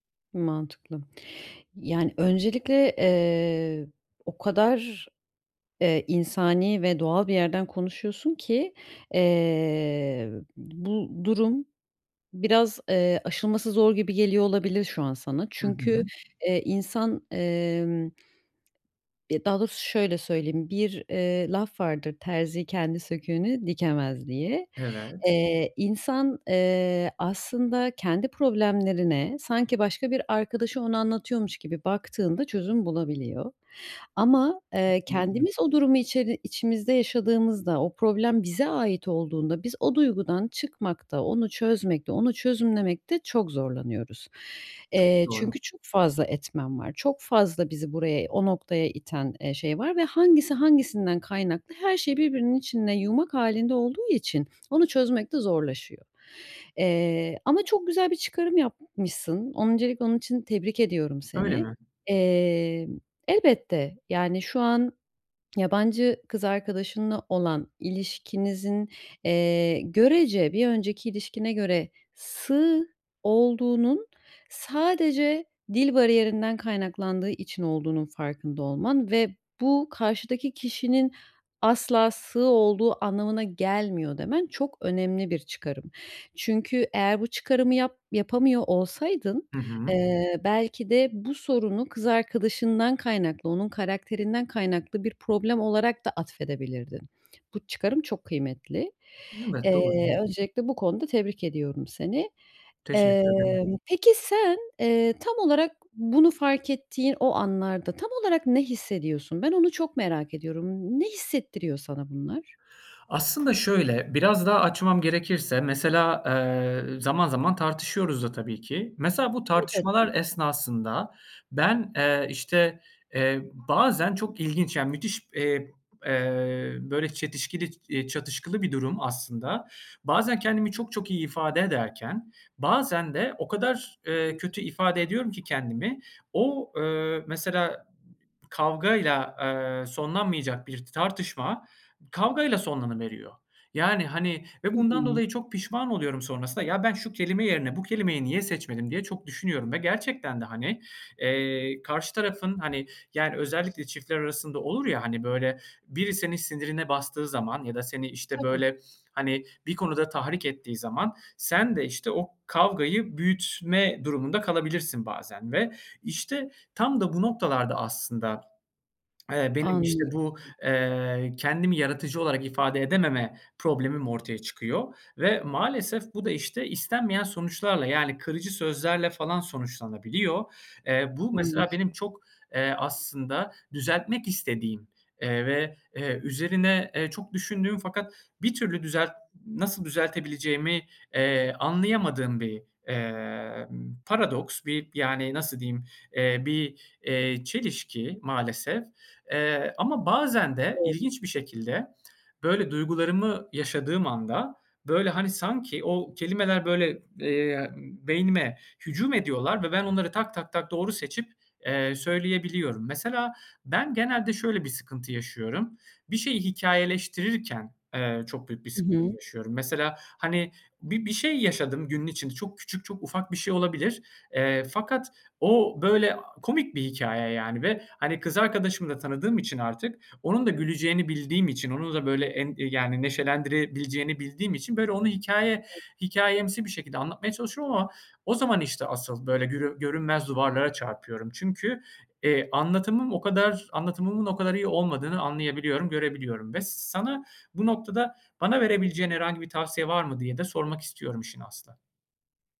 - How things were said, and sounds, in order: other background noise; tapping; unintelligible speech; unintelligible speech; unintelligible speech
- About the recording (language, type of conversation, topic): Turkish, advice, Kendimi yaratıcı bir şekilde ifade etmekte neden zorlanıyorum?